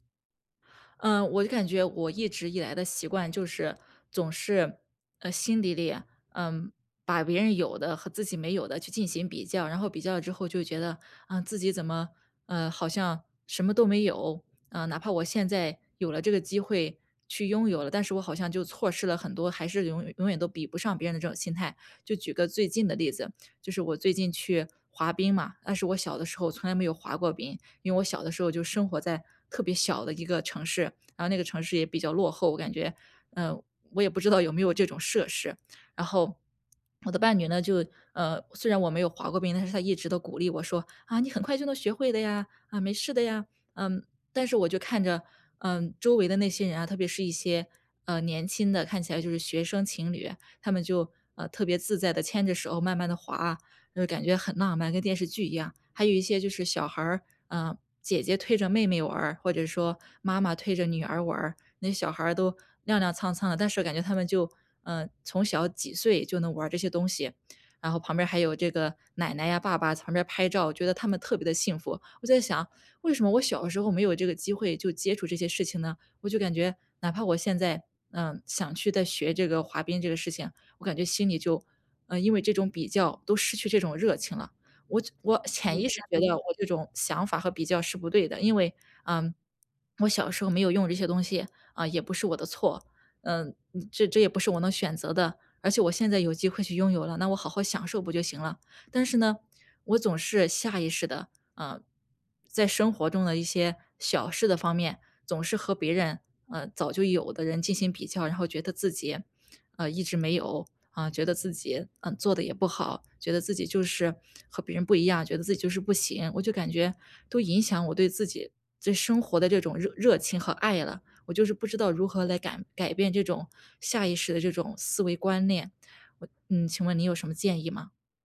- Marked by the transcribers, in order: swallow; "跄跄" said as "cang cang"; unintelligible speech; other background noise
- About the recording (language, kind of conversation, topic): Chinese, advice, 如何避免因为比较而失去对爱好的热情？